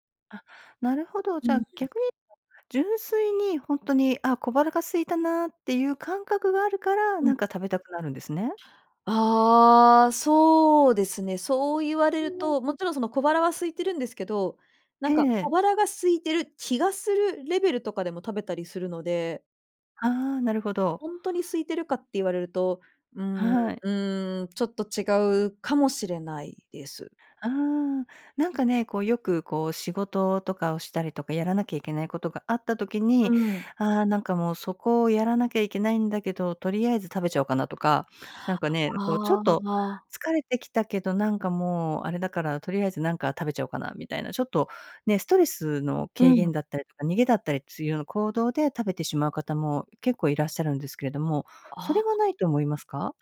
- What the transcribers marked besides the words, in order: other noise; sniff; "する" said as "つう"
- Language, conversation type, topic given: Japanese, advice, 食生活を改善したいのに、間食やジャンクフードをやめられないのはどうすればいいですか？